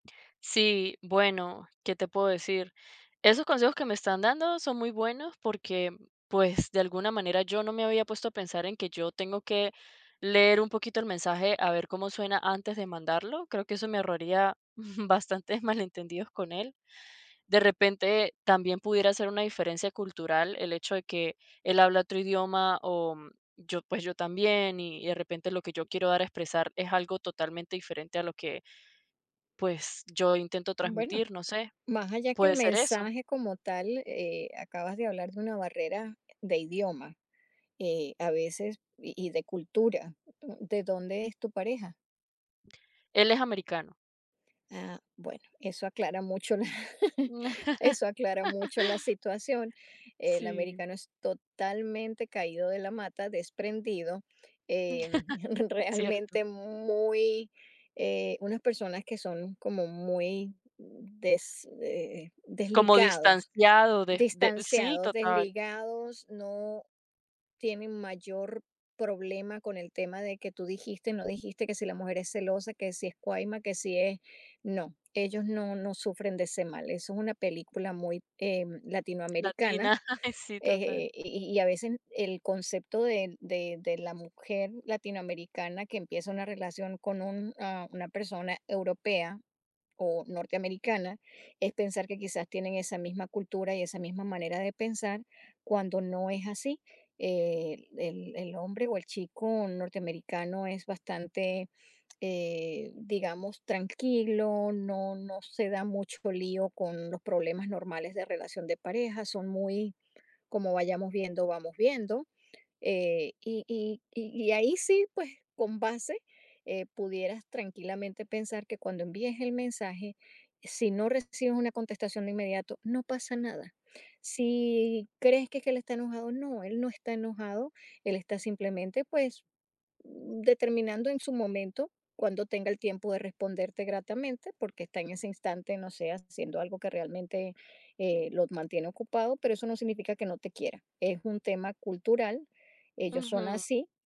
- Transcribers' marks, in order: chuckle; tapping; chuckle; chuckle; chuckle
- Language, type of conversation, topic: Spanish, advice, ¿Cómo puedo aclarar un malentendido por mensaje de texto?
- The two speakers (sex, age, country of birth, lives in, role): female, 30-34, Venezuela, United States, user; female, 55-59, Venezuela, United States, advisor